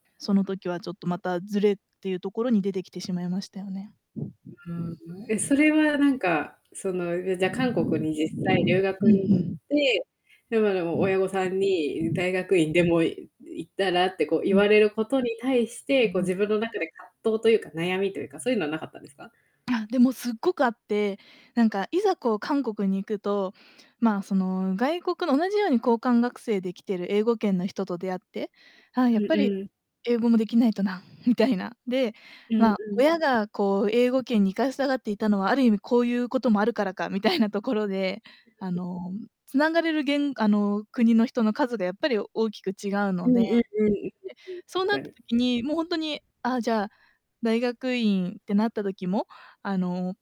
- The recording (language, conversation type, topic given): Japanese, podcast, 親の期待と自分の希望に、どう向き合えばいいですか？
- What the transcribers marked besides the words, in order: static; distorted speech; other background noise; tapping; laughing while speaking: "みたいな"; unintelligible speech; unintelligible speech